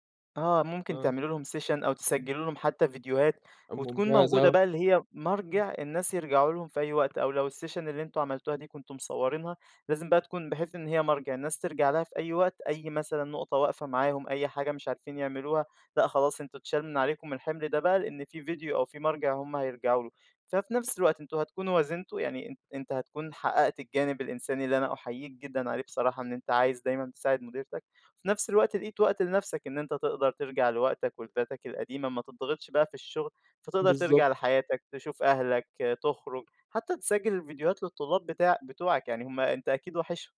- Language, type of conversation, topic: Arabic, advice, إزاي أحط حدود في الشغل وأقول لأ للزيادة من غير ما أتعصب؟
- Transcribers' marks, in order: in English: "session"; in English: "الsession"